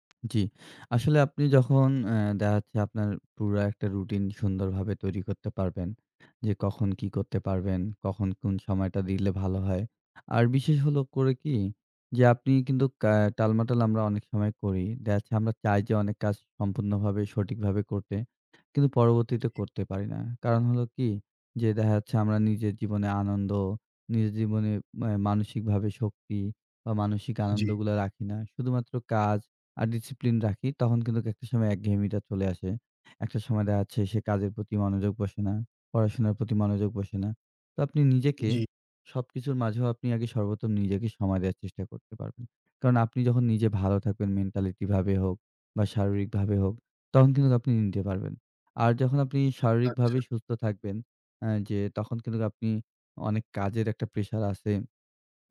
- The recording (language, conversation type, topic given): Bengali, advice, আপনি কেন বারবার কাজ পিছিয়ে দেন?
- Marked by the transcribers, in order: other background noise; "সর্বপ্রথম" said as "সর্বপতম"; "কিন্তু" said as "কিন্তুক"; "কিন্তু" said as "কিন্তুক"